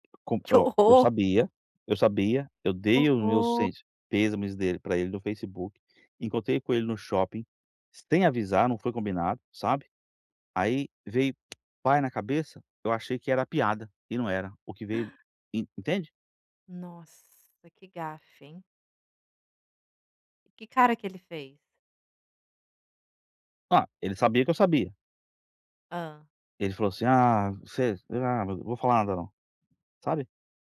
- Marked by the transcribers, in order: tapping; unintelligible speech; gasp
- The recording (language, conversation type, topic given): Portuguese, advice, Como posso evitar gafes ao interagir com pessoas em outro país?